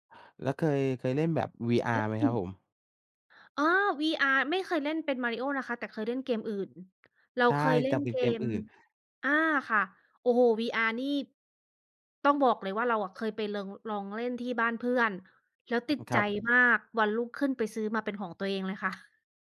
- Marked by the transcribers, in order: throat clearing; other noise
- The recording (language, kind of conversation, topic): Thai, unstructured, คุณชอบใช้เทคโนโลยีเพื่อความบันเทิงแบบไหนมากที่สุด?